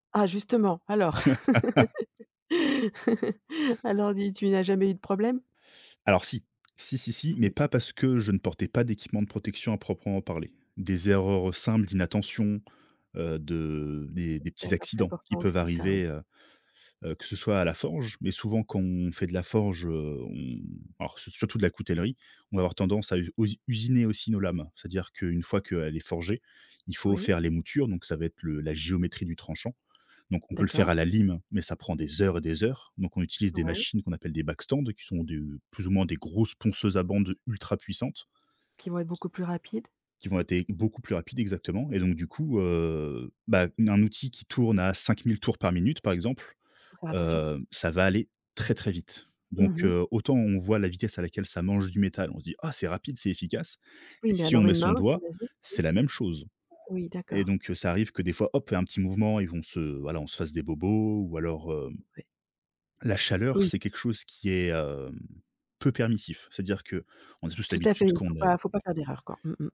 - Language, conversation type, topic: French, podcast, Quels conseils donnerais-tu à quelqu’un qui débute ?
- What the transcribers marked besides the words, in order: laugh; stressed: "accidents"; in English: "backstands"